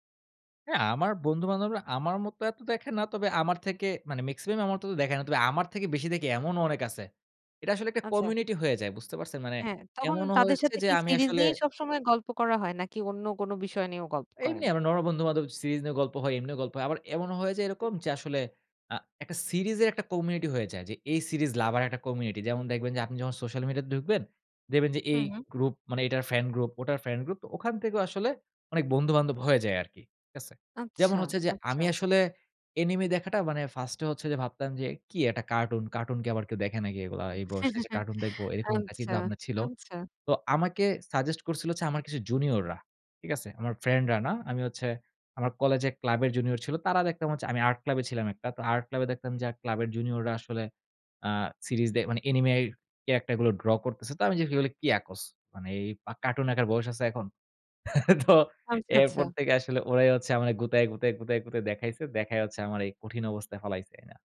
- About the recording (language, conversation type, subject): Bengali, podcast, তোমার মনে হয় মানুষ কেন একটানা করে ধারাবাহিক দেখে?
- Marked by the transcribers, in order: in English: "community"; in English: "series lover"; in English: "anime"; chuckle; in English: "suggest"; in English: "anime"; in English: "character"; in English: "draw"; chuckle